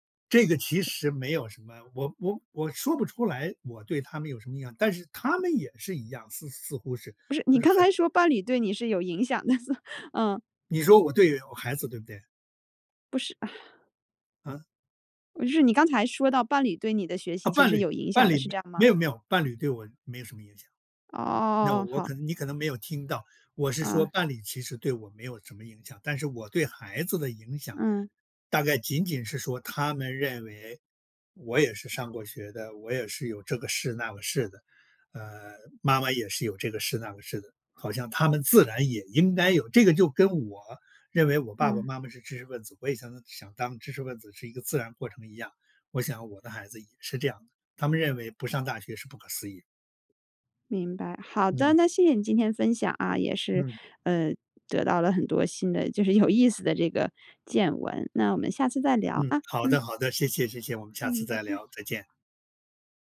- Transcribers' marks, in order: tapping; laughing while speaking: "的，所"
- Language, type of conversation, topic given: Chinese, podcast, 家人对你的学习有哪些影响？